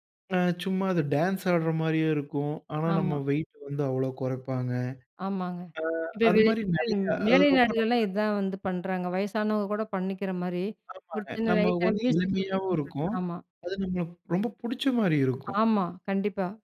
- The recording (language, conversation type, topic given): Tamil, podcast, மின்சார உபகரணங்கள் இல்லாமல் குறைந்த நேரத்தில் செய்யக்கூடிய எளிய உடற்பயிற்சி யோசனைகள் என்ன?
- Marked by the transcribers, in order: none